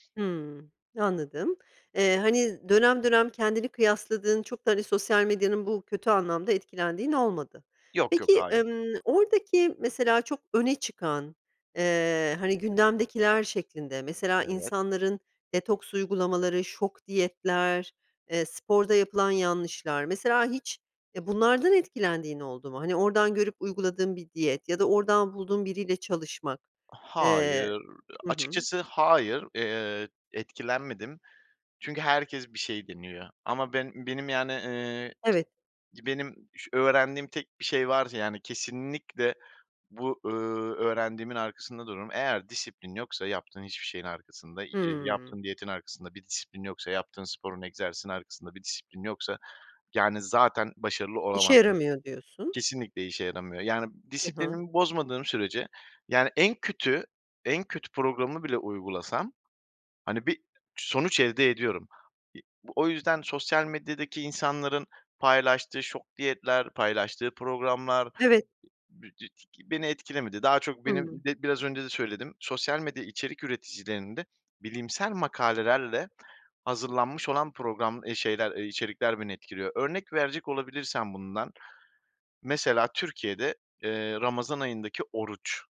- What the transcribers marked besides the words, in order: tapping; unintelligible speech
- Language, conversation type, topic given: Turkish, podcast, Sağlıklı beslenmeyi günlük hayatına nasıl entegre ediyorsun?